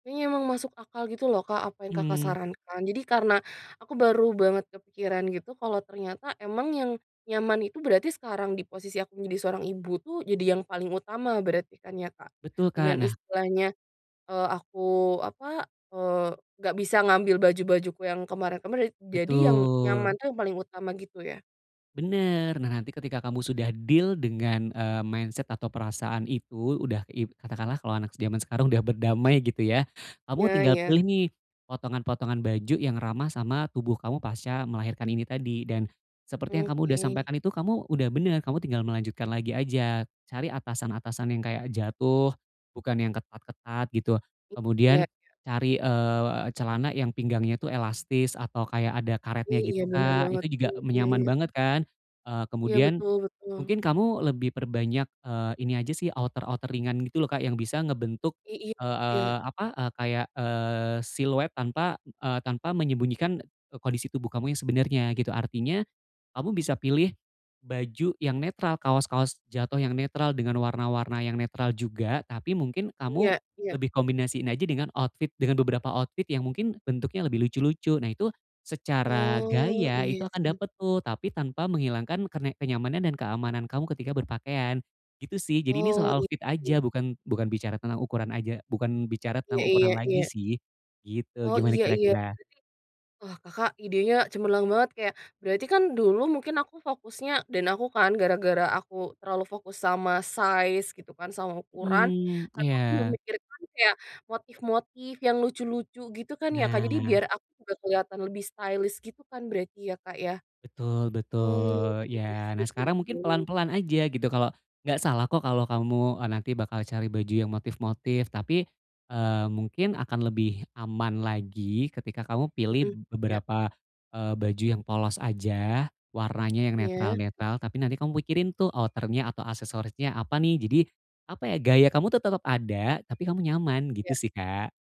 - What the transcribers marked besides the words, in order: in English: "deal"; in English: "mindset"; in English: "outer-outer"; in English: "outfit"; in English: "outfit"; in English: "outfit"; in English: "size"; in English: "stylish"; tapping; unintelligible speech; in English: "outer-nya"; other background noise
- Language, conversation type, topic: Indonesian, advice, Bagaimana caranya agar saya lebih percaya diri saat memilih gaya berpakaian?